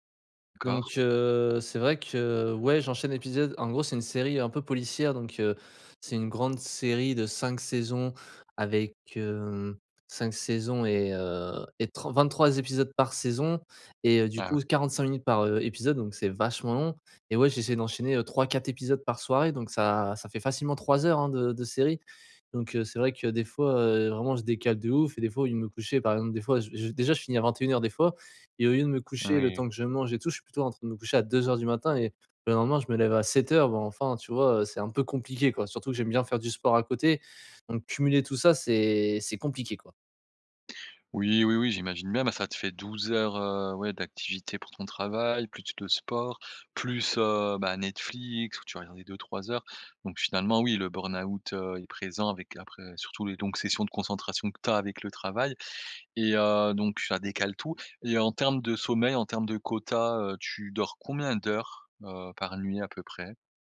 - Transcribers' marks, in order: other background noise; drawn out: "hem"; drawn out: "heu"; stressed: "compliqué"; drawn out: "c'est"; stressed: "compliqué"
- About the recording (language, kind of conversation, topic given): French, advice, Comment prévenir la fatigue mentale et le burn-out après de longues sessions de concentration ?